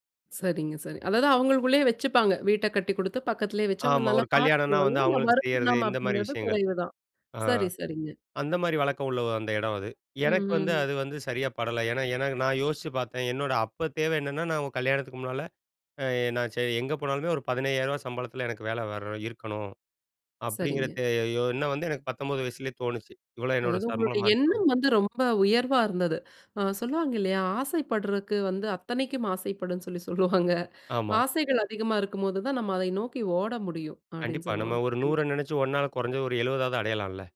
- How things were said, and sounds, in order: chuckle
- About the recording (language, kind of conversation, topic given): Tamil, podcast, குடும்பத்தின் எதிர்பார்ப்புகள் உங்கள் வாழ்க்கையை எவ்வாறு பாதித்தன?